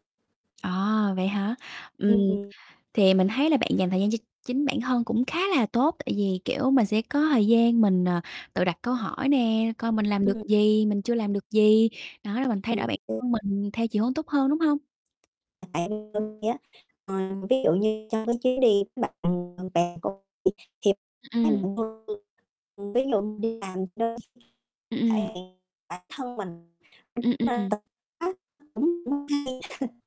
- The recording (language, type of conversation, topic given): Vietnamese, unstructured, Điều gì khiến bạn cảm thấy mình thật sự là chính mình?
- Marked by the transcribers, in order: other background noise; tapping; distorted speech; unintelligible speech; unintelligible speech; unintelligible speech; unintelligible speech; chuckle